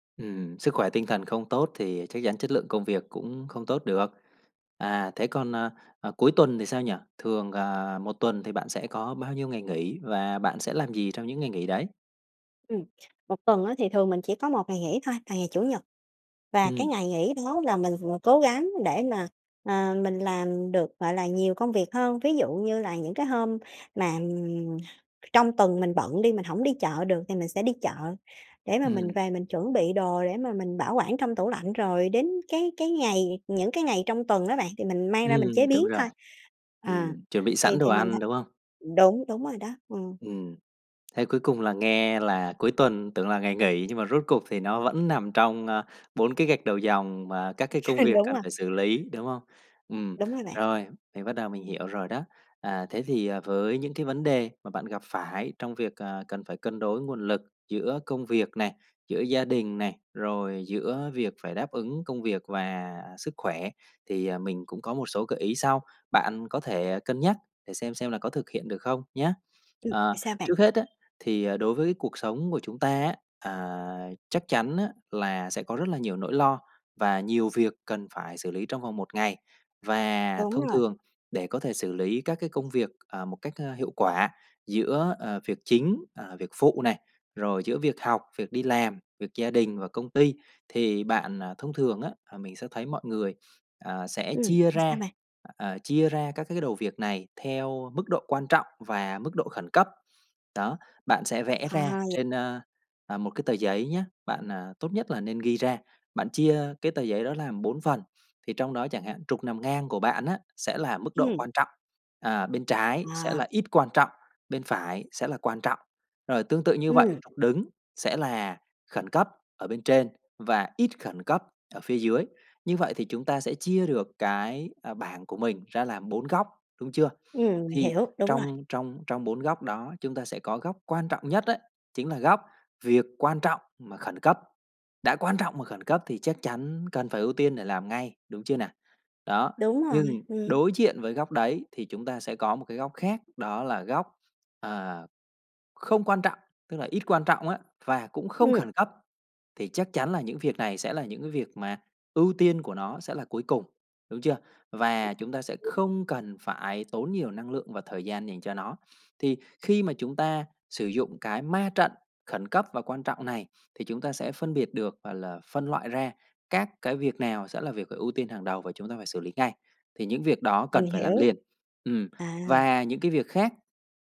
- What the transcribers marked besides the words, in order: tapping; laugh; other background noise; sniff; horn; sniff; sniff; sniff; sniff; unintelligible speech; sniff; sniff
- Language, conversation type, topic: Vietnamese, advice, Bạn đang cảm thấy kiệt sức và mất cân bằng vì quá nhiều công việc, phải không?